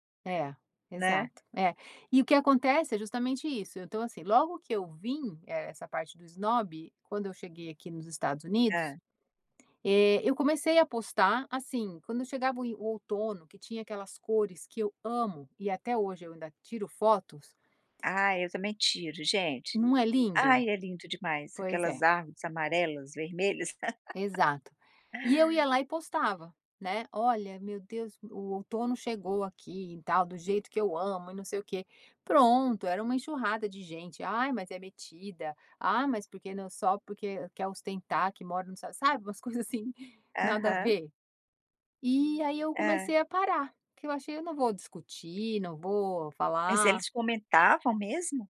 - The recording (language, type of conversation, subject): Portuguese, podcast, Como você protege sua privacidade nas redes sociais?
- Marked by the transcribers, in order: tapping; laugh